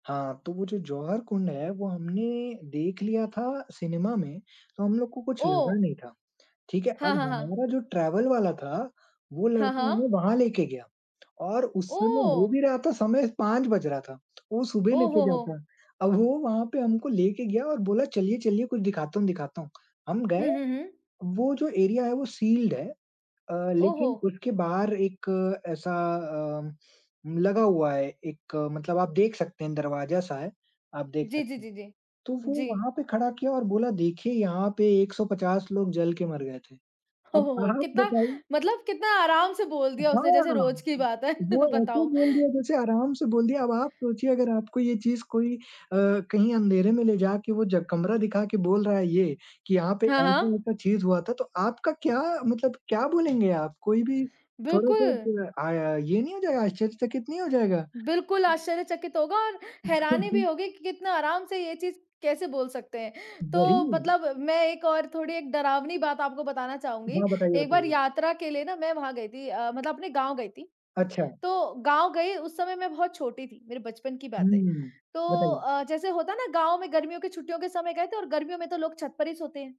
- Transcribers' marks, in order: in English: "ट्रैवल"; surprised: "ओह!"; in English: "एरिया"; in English: "सील्ड"; laugh; laughing while speaking: "बताओ?"; chuckle
- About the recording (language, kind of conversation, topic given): Hindi, unstructured, क्या यात्रा के दौरान आपको कभी कोई हैरान कर देने वाली कहानी मिली है?